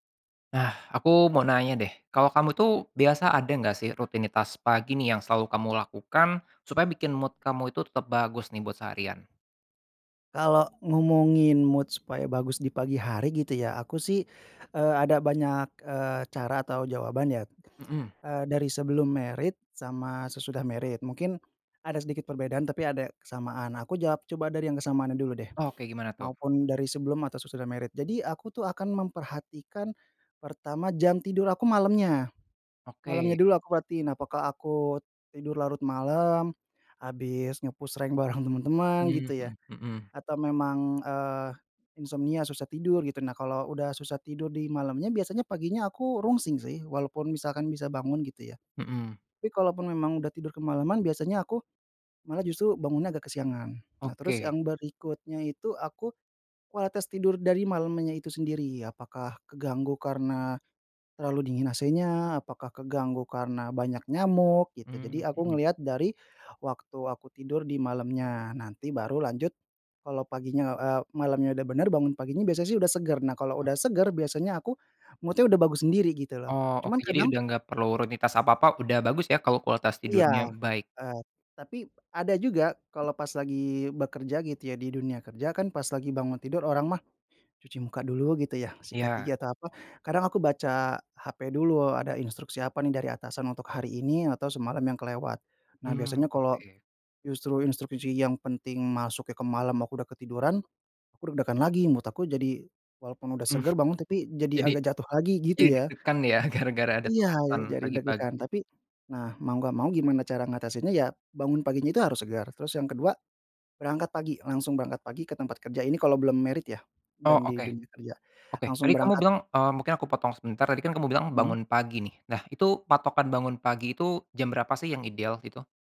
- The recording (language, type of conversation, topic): Indonesian, podcast, Apa rutinitas pagi sederhana yang selalu membuat suasana hatimu jadi bagus?
- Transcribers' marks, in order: in English: "mood"; other background noise; in English: "mood"; in English: "married"; in English: "married"; in English: "married"; in English: "nge-push rank"; laughing while speaking: "bareng"; in English: "mood-nya"; in English: "mood"; laughing while speaking: "gara-gara"; in English: "married"